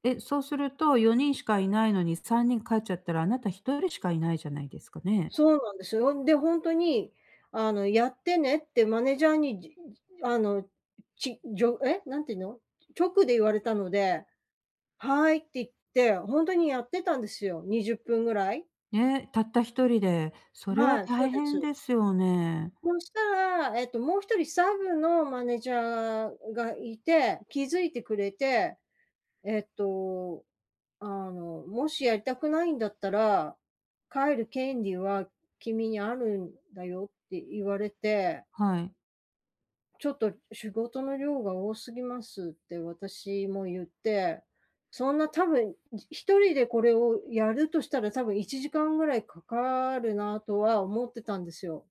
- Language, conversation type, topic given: Japanese, advice, グループで自分の居場所を見つけるにはどうすればいいですか？
- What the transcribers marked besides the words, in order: none